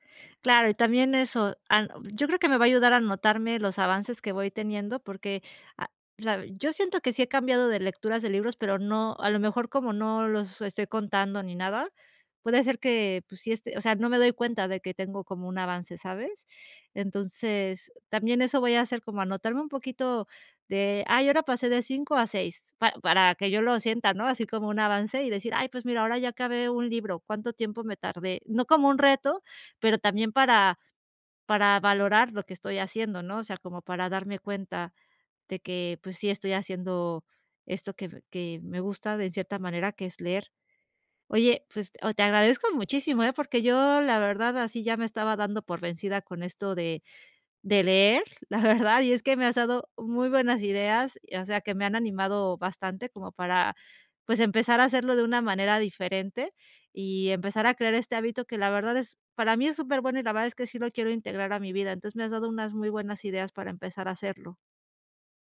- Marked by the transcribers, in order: laughing while speaking: "la verdad"
- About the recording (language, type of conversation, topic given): Spanish, advice, ¿Por qué no logro leer todos los días aunque quiero desarrollar ese hábito?
- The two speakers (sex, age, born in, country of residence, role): female, 40-44, Mexico, Spain, user; male, 30-34, Mexico, Mexico, advisor